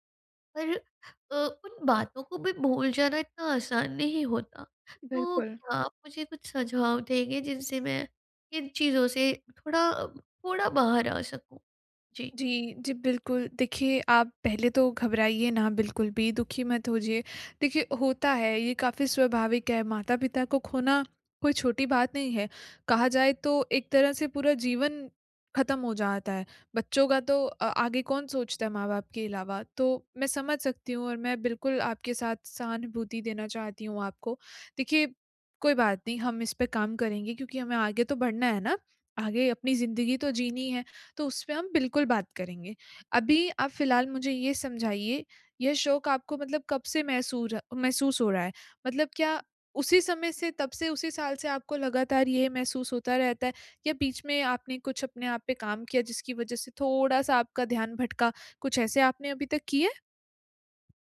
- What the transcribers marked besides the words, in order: sad: "पर अ, उन बातों को … आ सकूँ? जी"; "होइए" said as "होजिए"
- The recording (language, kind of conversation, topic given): Hindi, advice, भावनात्मक शोक को धीरे-धीरे कैसे संसाधित किया जाए?